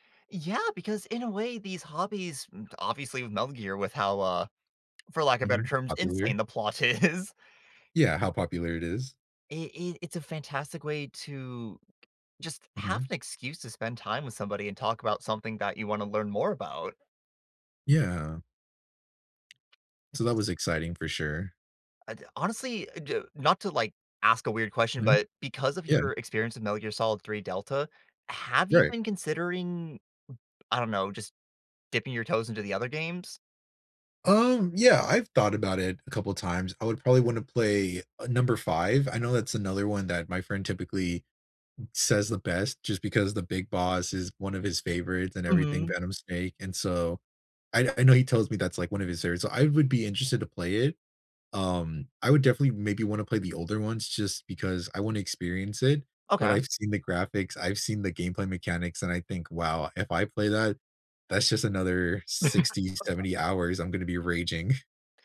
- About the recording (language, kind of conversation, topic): English, unstructured, What hobby should I try to de-stress and why?
- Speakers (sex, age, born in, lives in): male, 20-24, United States, United States; male, 20-24, United States, United States
- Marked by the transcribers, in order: other background noise; "Popular" said as "populeer"; laughing while speaking: "is"; tapping; unintelligible speech; chuckle; chuckle